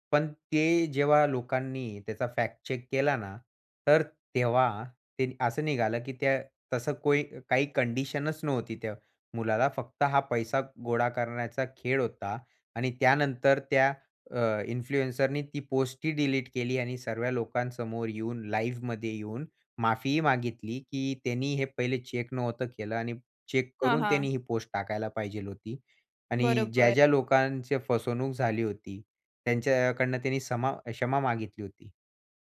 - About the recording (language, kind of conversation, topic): Marathi, podcast, इन्फ्लुएन्सर्सकडे त्यांच्या कंटेंटबाबत कितपत जबाबदारी असावी असं तुम्हाला वाटतं?
- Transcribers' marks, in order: in English: "चेक"; in English: "इन्फ्लुएन्सरनी"; in English: "लाईव्हमध्ये"; in English: "चेक"; in English: "चेक"